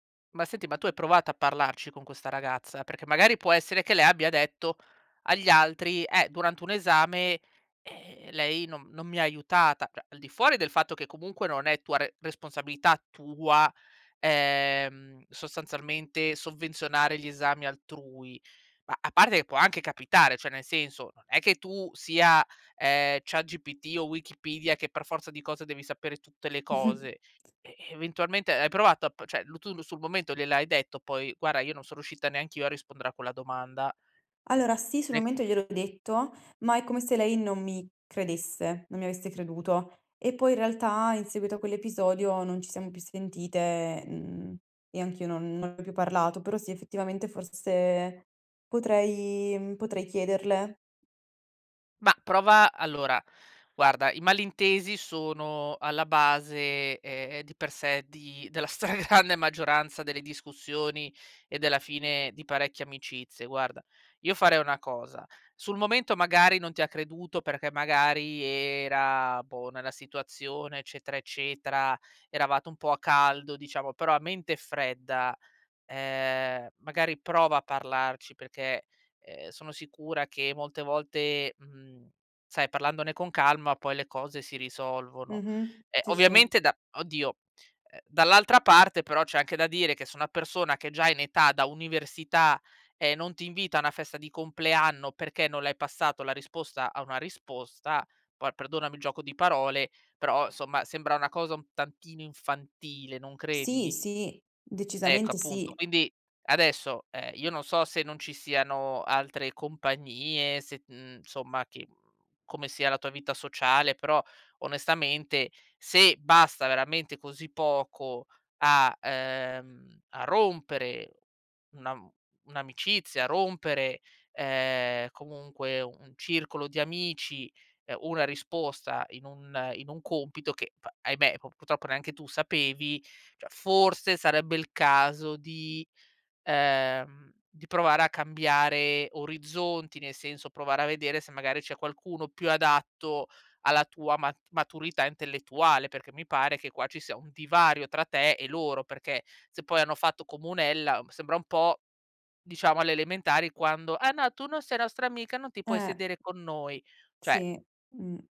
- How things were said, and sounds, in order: "Cioè" said as "ceh"; "cioè" said as "ceh"; chuckle; "cioè" said as "ceh"; "Guarda" said as "guara"; "riuscita" said as "ruscita"; laughing while speaking: "stragrande"; "cioè" said as "ceh"; put-on voice: "Ah no, tu non sei … sedere con noi"; "cioè" said as "ceh"
- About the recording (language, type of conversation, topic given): Italian, advice, Come ti senti quando ti senti escluso durante gli incontri di gruppo?